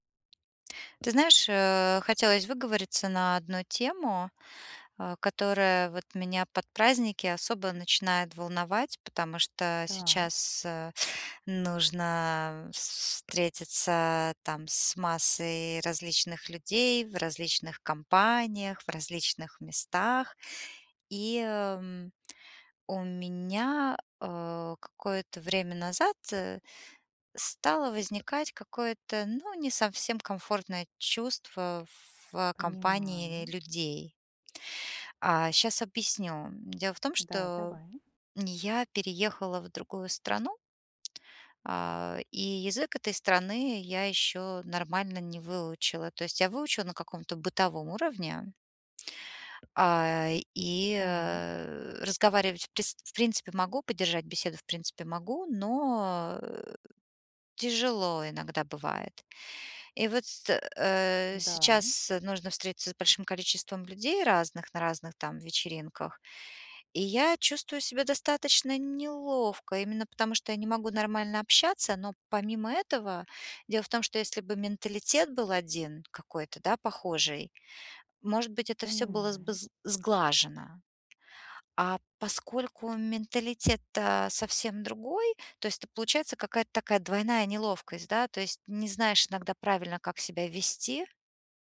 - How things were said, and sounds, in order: tapping
- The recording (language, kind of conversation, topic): Russian, advice, Как перестать чувствовать себя неловко на вечеринках и легче общаться с людьми?